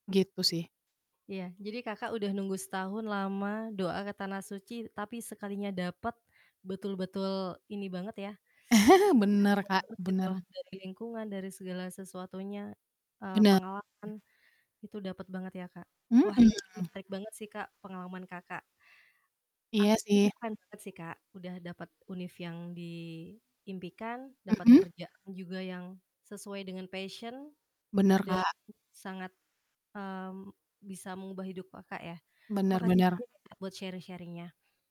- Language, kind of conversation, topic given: Indonesian, podcast, Kapan kamu merasa paling bangga pada dirimu sendiri, dan apa yang membuat momen itu begitu berarti?
- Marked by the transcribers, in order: other background noise; teeth sucking; distorted speech; chuckle; static; other noise; in English: "passion"; in English: "sharing-sharing-nya"